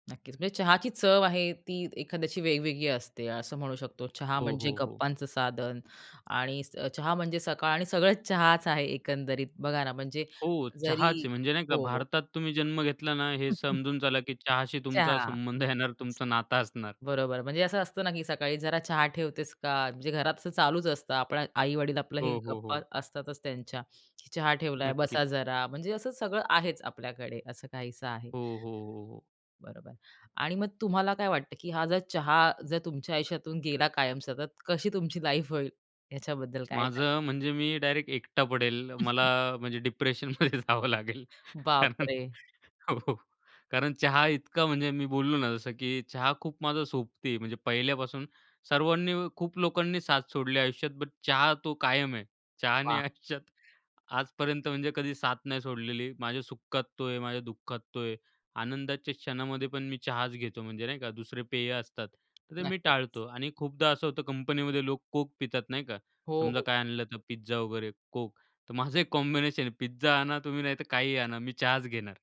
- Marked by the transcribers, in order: tapping; other background noise; chuckle; laughing while speaking: "येणार"; in English: "लाईफ"; snort; laughing while speaking: "डिप्रेशनमध्ये जावं लागेल. कारण हो"; in English: "डिप्रेशनमध्ये"; in English: "कॉम्बिनेशन"
- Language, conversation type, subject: Marathi, podcast, तू सकाळी चहा की कॉफीला प्राधान्य देतोस, आणि का?